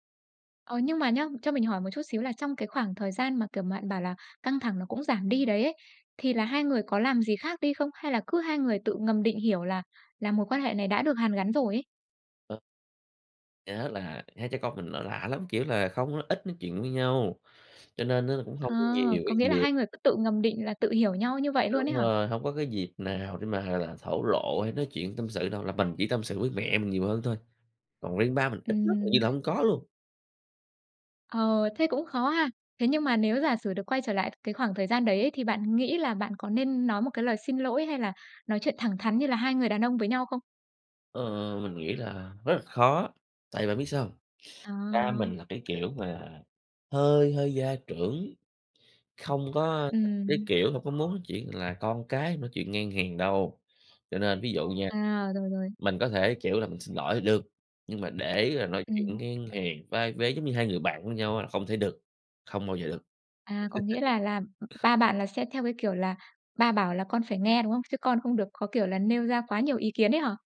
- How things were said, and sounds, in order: tapping; other background noise; chuckle
- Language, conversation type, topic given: Vietnamese, podcast, Bạn có kinh nghiệm nào về việc hàn gắn lại một mối quan hệ gia đình bị rạn nứt không?